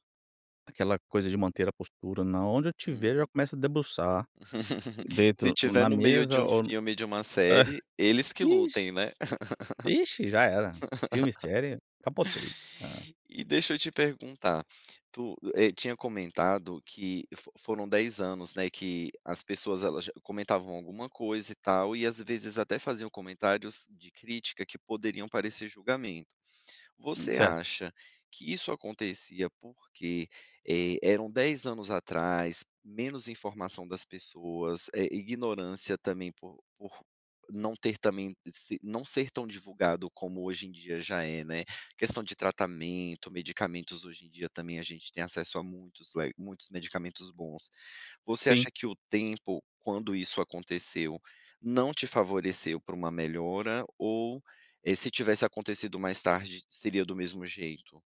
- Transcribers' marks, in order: laugh; chuckle
- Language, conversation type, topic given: Portuguese, podcast, Que limites você estabelece para proteger sua saúde mental?